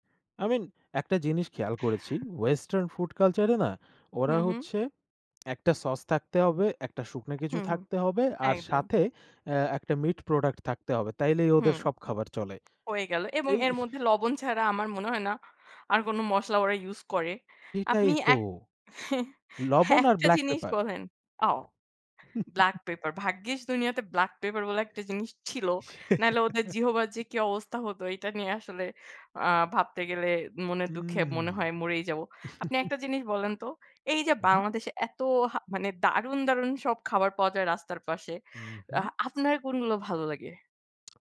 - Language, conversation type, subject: Bengali, unstructured, আপনার সবচেয়ে প্রিয় রাস্তার খাবার কোনটি?
- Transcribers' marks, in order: in English: "I mean"; in English: "Western food culture"; tongue click; in English: "sauce"; tapping; in English: "meat product"; laugh; laughing while speaking: "একটা জিনিস বলেন"; in English: "black pepper"; in English: "black pepper"; in English: "black pepper"; drawn out: "উ হুম"; laugh